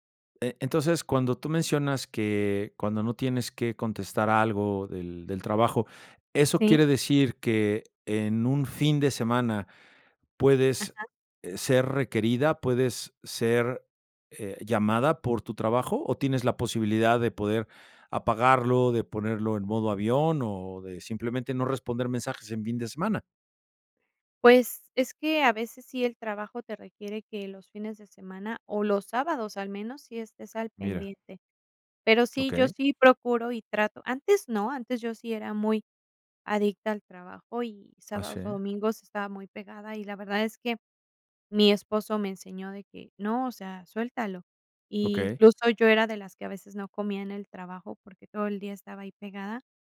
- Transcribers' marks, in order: none
- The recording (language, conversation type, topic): Spanish, podcast, ¿Cómo sería tu día perfecto en casa durante un fin de semana?